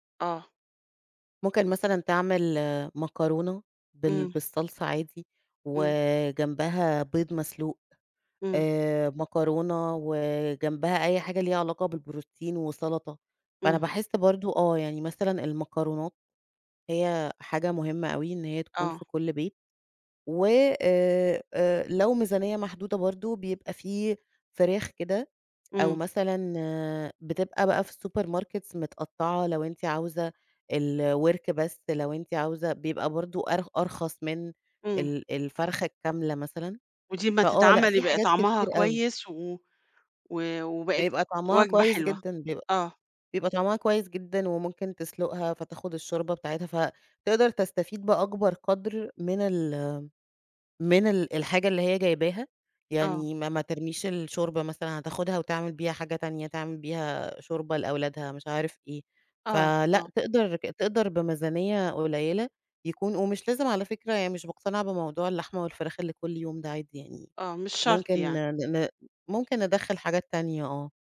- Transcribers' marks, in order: in English: "السوبر ماركتس"; tapping
- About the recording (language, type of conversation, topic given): Arabic, podcast, إزاي بتحوّل مكونات بسيطة لوجبة لذيذة؟